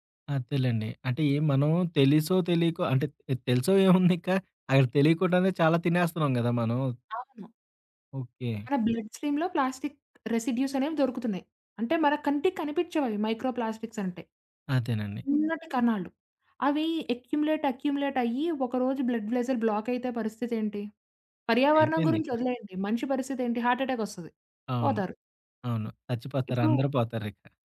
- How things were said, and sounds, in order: chuckle; in English: "బ్లడ్ స్ట్రీమ్‌లో"; in English: "రెసిడ్యూస్"; in English: "మైక్రోప్లాస్టిక్స్"; in English: "అక్యుములేట్, అక్యుములేట్"; in English: "బ్లడ్ వెసెల్ బ్లాక్"; chuckle; in English: "హార్ట్ అటాక్"
- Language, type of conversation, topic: Telugu, podcast, పర్యావరణ రక్షణలో సాధారణ వ్యక్తి ఏమేం చేయాలి?